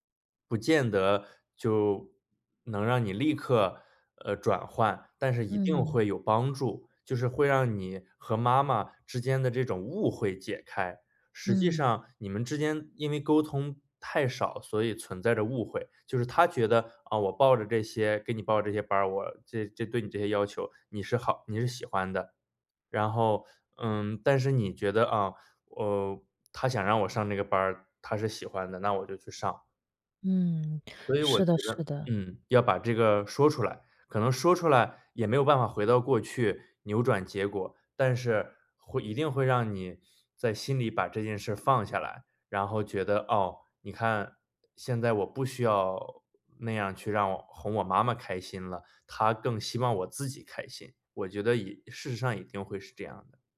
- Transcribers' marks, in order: tapping
- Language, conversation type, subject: Chinese, advice, 我总是过度在意别人的眼光和认可，该怎么才能放下？